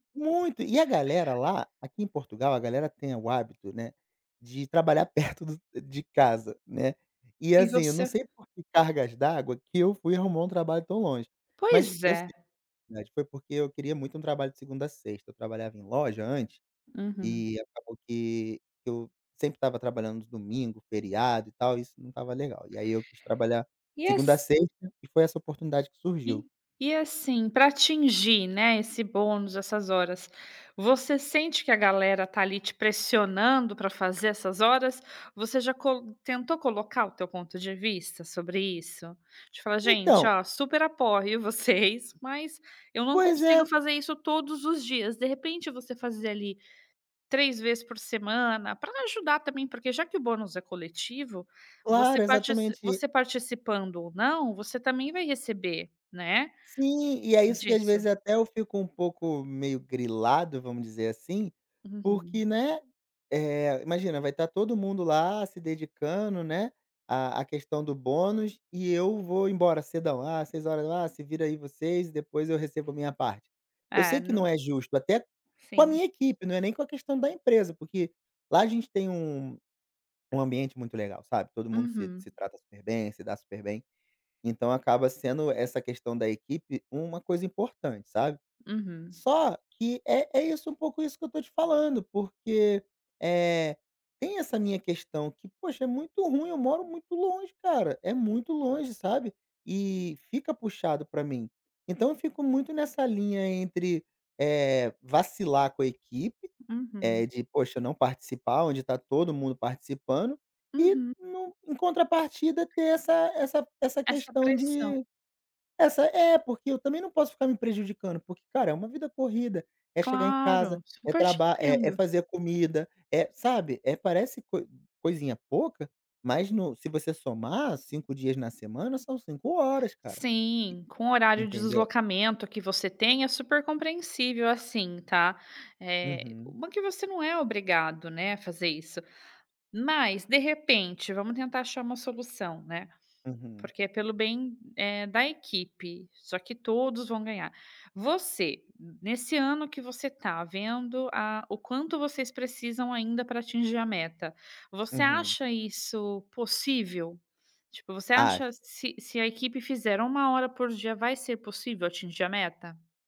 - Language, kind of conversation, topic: Portuguese, advice, Como descrever a pressão no trabalho para aceitar horas extras por causa da cultura da empresa?
- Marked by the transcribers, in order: laughing while speaking: "perto"; unintelligible speech; tapping; other background noise